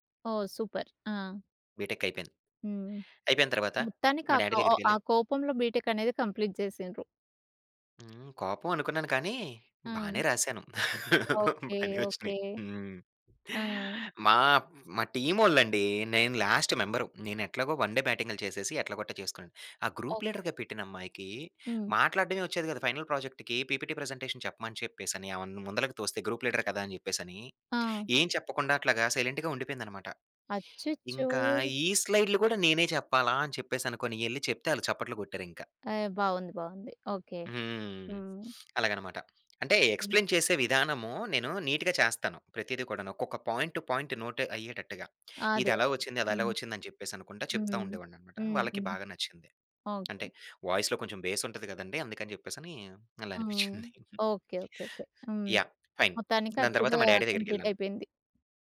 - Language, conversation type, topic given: Telugu, podcast, నీవు అనుకున్న దారిని వదిలి కొత్త దారిని ఎప్పుడు ఎంచుకున్నావు?
- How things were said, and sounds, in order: in English: "సూపర్"; in English: "బిటెక్"; in English: "డాడీ"; in English: "బీటెక్"; in English: "కంప్లీట్"; laughing while speaking: "బానే వచ్చినాయి. హ్మ్"; in English: "టీమ్"; in English: "లాస్ట్ మెంబర్"; in English: "వన్ డే బ్యాటింగ్"; in English: "గ్రూప్ లీడర్‌గా"; in English: "ఫైనల్ ప్రాజెక్ట్‌కి పీపీటీ ప్రజెంటేషన్"; in English: "గ్రూప్ లీడర్"; in English: "సైలెంట్‌గా"; in English: "ఎక్స్‌ప్లైన్"; in English: "నీట్‌గా"; in English: "పాయింట్ పాయింట్ నోట్"; in English: "వాయిస్‌లో"; in English: "బేస్"; chuckle; in English: "ఫైన్"; in English: "కంప్లీట్"; in English: "డాడి"